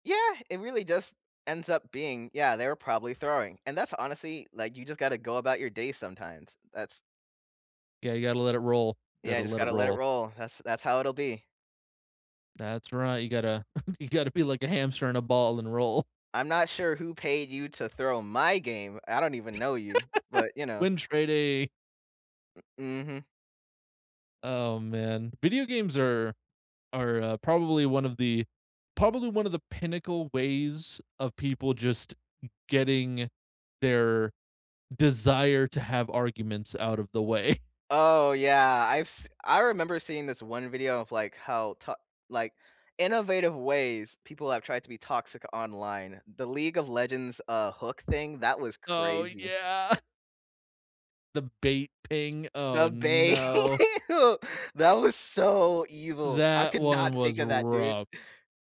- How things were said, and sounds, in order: laughing while speaking: "you gotta be like a"; laughing while speaking: "roll"; stressed: "my"; other background noise; laugh; laughing while speaking: "Win-trading"; tapping; laughing while speaking: "way"; laughing while speaking: "yeah"; stressed: "bait"; laughing while speaking: "bai"; laugh
- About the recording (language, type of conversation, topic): English, unstructured, What scares you more: losing an argument or hurting someone?
- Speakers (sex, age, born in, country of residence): male, 20-24, United States, United States; male, 30-34, United States, United States